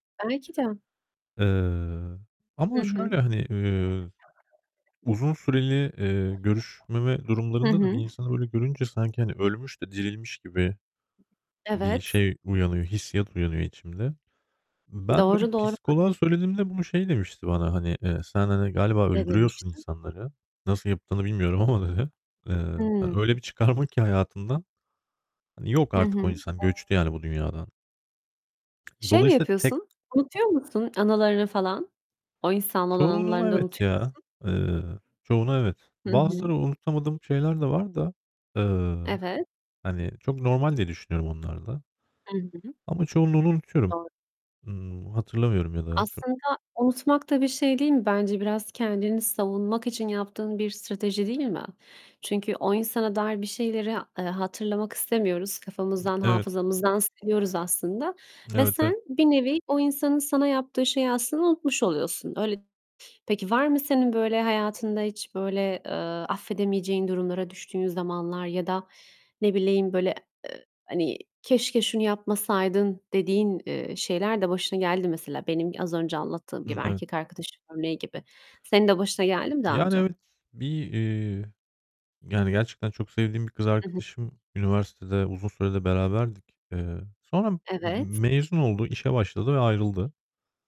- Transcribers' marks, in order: static; other background noise; tapping; distorted speech
- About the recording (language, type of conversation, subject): Turkish, unstructured, Affetmek her zaman kolay mıdır?